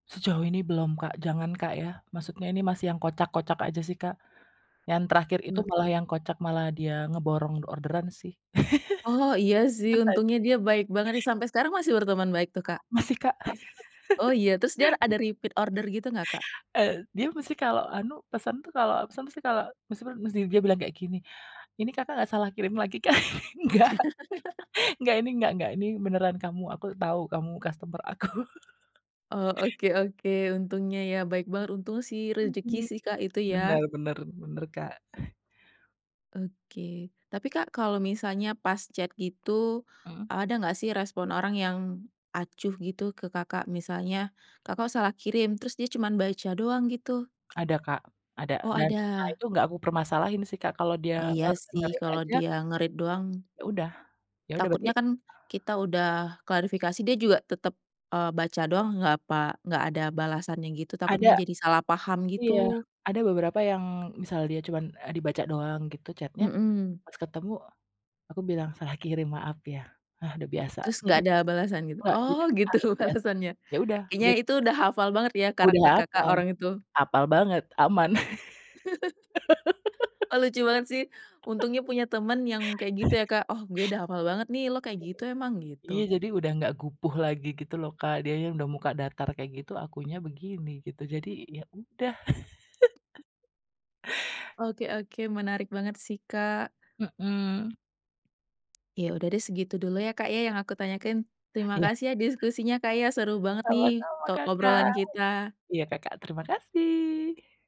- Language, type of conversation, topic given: Indonesian, podcast, Pernahkah kamu mengalami salah paham karena komunikasi, dan menurutmu kenapa itu bisa terjadi?
- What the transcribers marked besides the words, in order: unintelligible speech; tapping; laugh; unintelligible speech; laugh; in English: "repeat"; laugh; laughing while speaking: "Nggak nggak"; laugh; laughing while speaking: "aku"; laugh; chuckle; in English: "chat"; in English: "nge-read"; in English: "nge-read"; in English: "chat-nya"; laughing while speaking: "Oh gitu alasannya"; laugh; other background noise; laugh